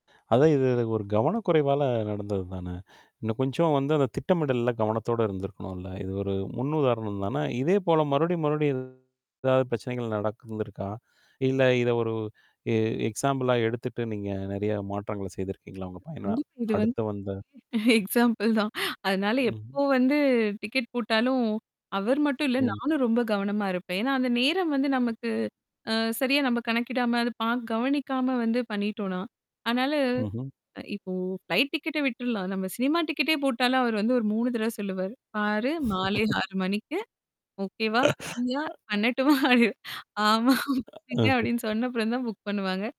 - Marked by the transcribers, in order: other noise; tapping; distorted speech; "நடந்து" said as "நடக்கு"; in English: "எக்ஸாம்பிளா"; mechanical hum; laughing while speaking: "எக்ஸாம்பிள் தான்"; in English: "எக்ஸாம்பிள்"; in English: "ஃப்ளைட்"; chuckle; in English: "ஓகேவா? ஃப்ரியா?"; laughing while speaking: "பண்ணட்டுமா? அப்பிடின்னு ஆமா. புக் பண்ணுங்க அப்பிடின்னு"; chuckle; unintelligible speech; in English: "புக்"
- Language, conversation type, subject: Tamil, podcast, குடும்பத்துடன் ஆரோக்கியமாக ஒரு வெளியுலா நாளை எப்படி திட்டமிடலாம்?